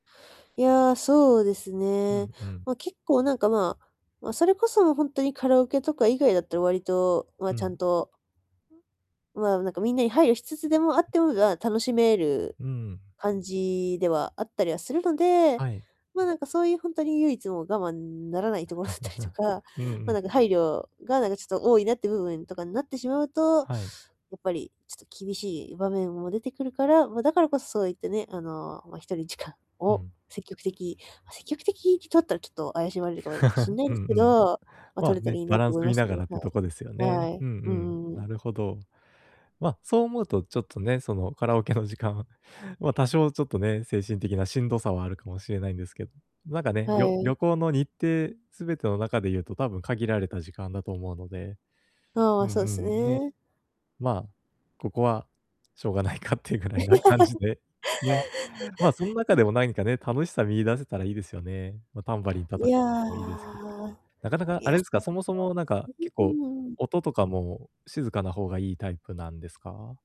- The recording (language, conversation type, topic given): Japanese, advice, 旅先でのストレスをどうやって減らせますか？
- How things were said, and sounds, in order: other background noise; laughing while speaking: "ところだったりとか"; chuckle; chuckle; laughing while speaking: "しょうがないかっていうぐらいな感じで"; laugh; distorted speech; unintelligible speech